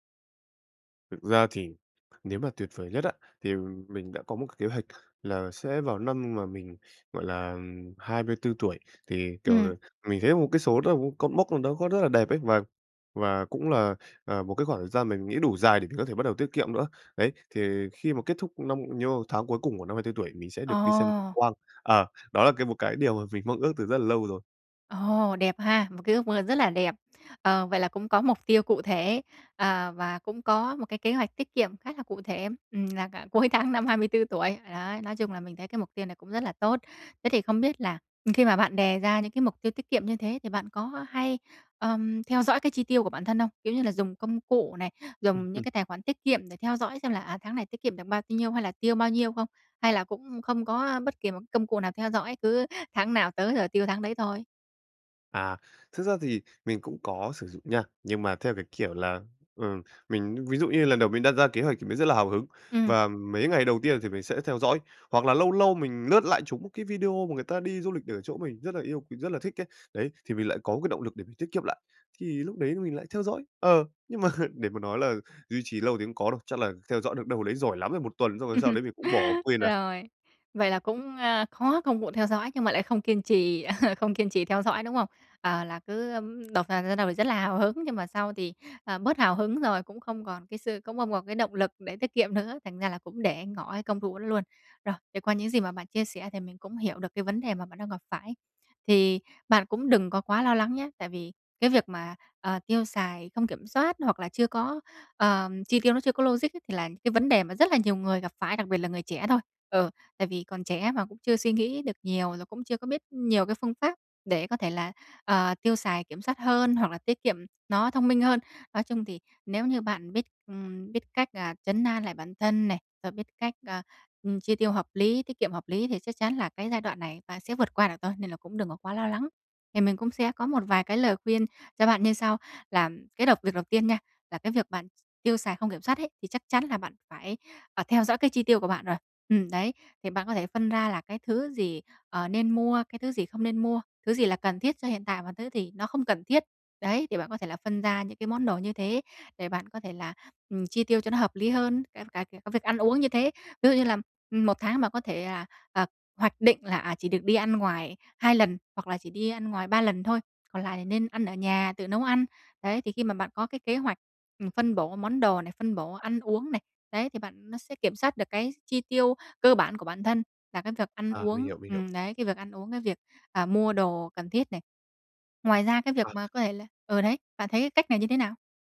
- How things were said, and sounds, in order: tapping; laughing while speaking: "cuối tháng"; laughing while speaking: "mà"; laugh; laugh
- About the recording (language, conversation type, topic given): Vietnamese, advice, Làm sao để tiết kiệm tiền mỗi tháng khi tôi hay tiêu xài không kiểm soát?